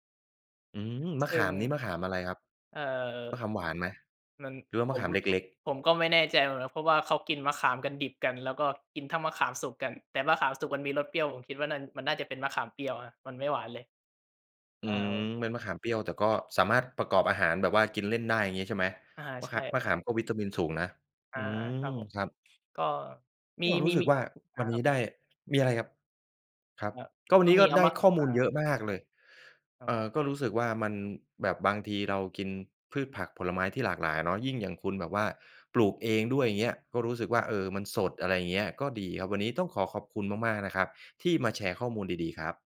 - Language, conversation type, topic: Thai, podcast, ทำอย่างไรให้กินผักและผลไม้เป็นประจำ?
- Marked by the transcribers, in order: other background noise; tapping